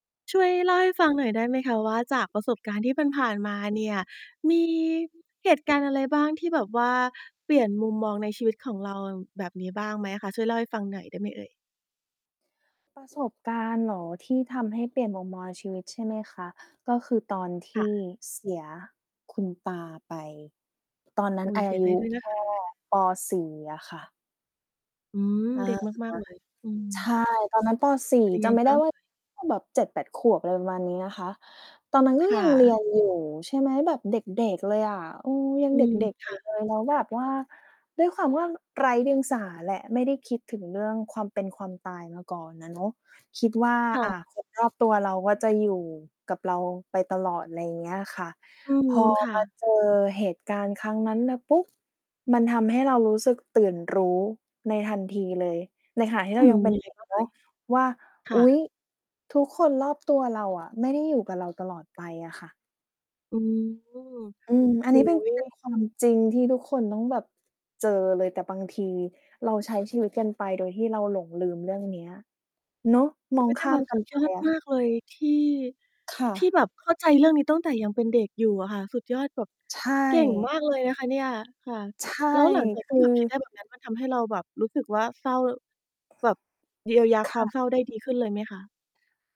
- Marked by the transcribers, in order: static; background speech; mechanical hum; distorted speech; other background noise
- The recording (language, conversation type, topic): Thai, podcast, คุณช่วยเล่าประสบการณ์ที่ทำให้มุมมองชีวิตของคุณเปลี่ยนไปให้ฟังหน่อยได้ไหม?